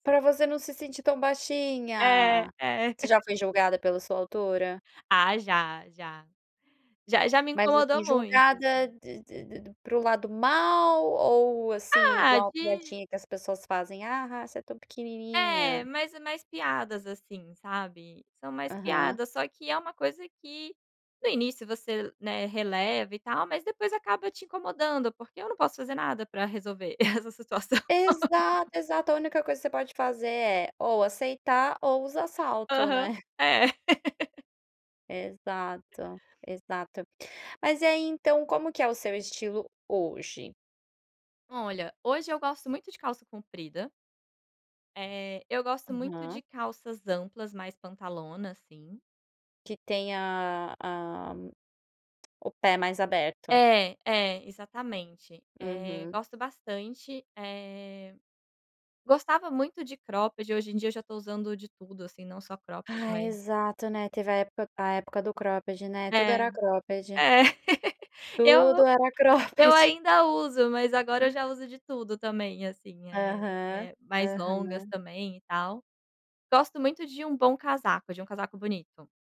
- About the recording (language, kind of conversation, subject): Portuguese, podcast, Como você escolhe roupas para se sentir confiante?
- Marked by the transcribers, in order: chuckle; tapping; chuckle; laughing while speaking: "essa situação"; chuckle; tongue click; in English: "cropped"; in English: "cropped"; in English: "cropped"; laugh; in English: "cropped"; laughing while speaking: "cropped"; in English: "cropped"; other noise